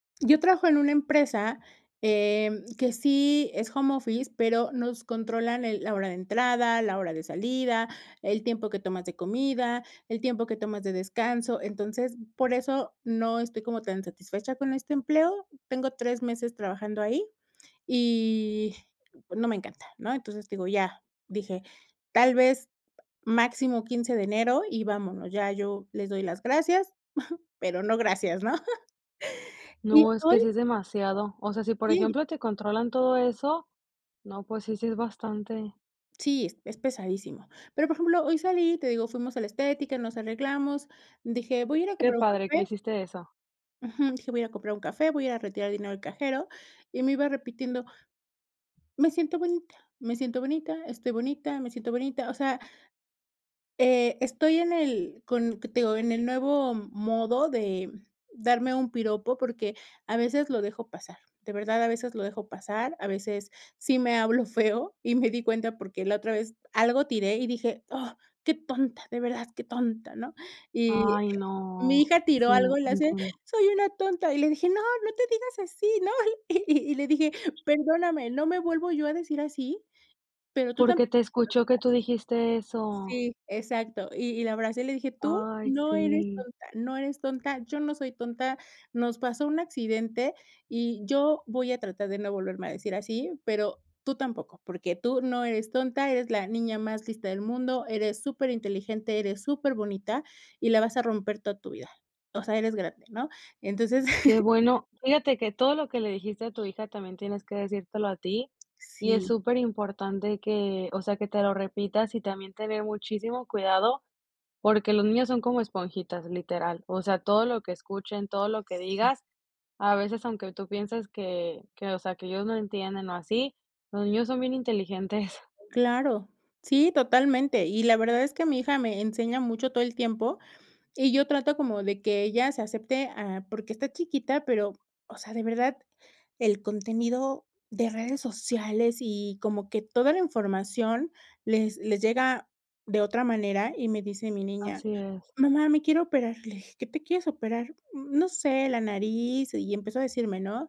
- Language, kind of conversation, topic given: Spanish, podcast, ¿Qué pequeños cambios recomiendas para empezar a aceptarte hoy?
- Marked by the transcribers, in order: tapping; chuckle; laughing while speaking: "feo y me di cuenta"; put-on voice: "Soy una tonta"; put-on voice: "No, no te digas así"; laughing while speaking: "y y le dije"; other background noise; chuckle; giggle